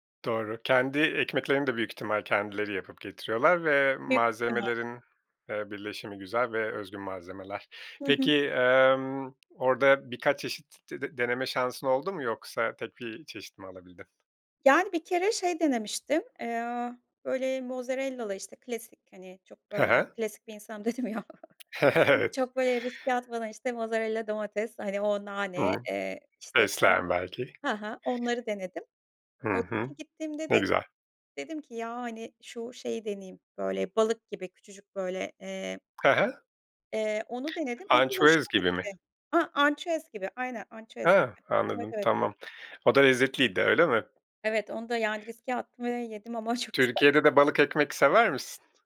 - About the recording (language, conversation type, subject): Turkish, podcast, Sokak yemekleri senin için ne ifade ediyor ve en çok hangi tatları seviyorsun?
- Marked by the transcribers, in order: other background noise; tapping; laughing while speaking: "dedim ya"; laughing while speaking: "Evet"; chuckle; unintelligible speech; laughing while speaking: "çok güzel"